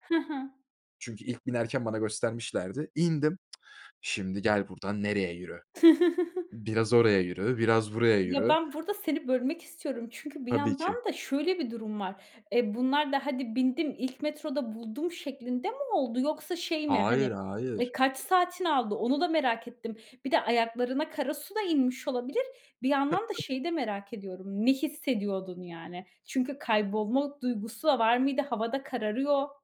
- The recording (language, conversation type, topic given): Turkish, podcast, Yolda yönünü kaybettiğin bir anı bize anlatır mısın, o anda ne yaptın?
- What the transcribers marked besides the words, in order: tsk; chuckle; tapping; chuckle